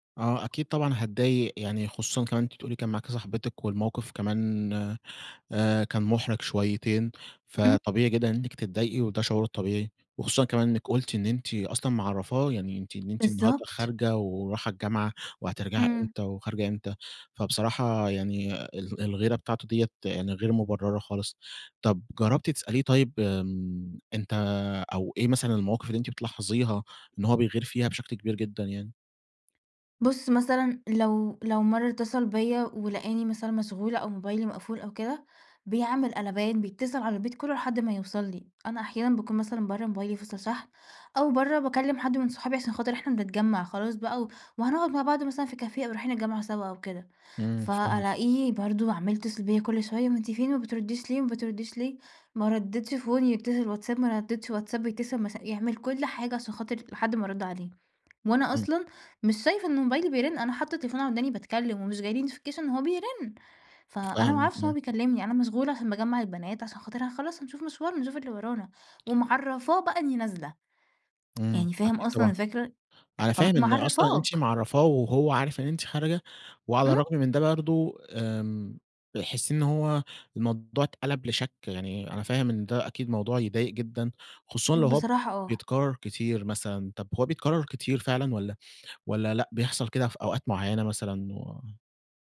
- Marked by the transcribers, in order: in English: "phone"; in English: "notification"; tsk
- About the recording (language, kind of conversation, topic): Arabic, advice, ازاي الغيرة الزيادة أثرت على علاقتك؟